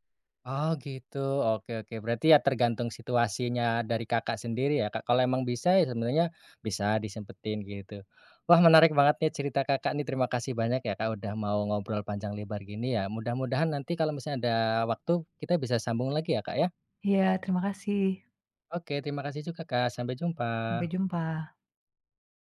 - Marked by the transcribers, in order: none
- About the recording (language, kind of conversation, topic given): Indonesian, podcast, Gimana cara kalian mengatur waktu berkualitas bersama meski sibuk bekerja dan kuliah?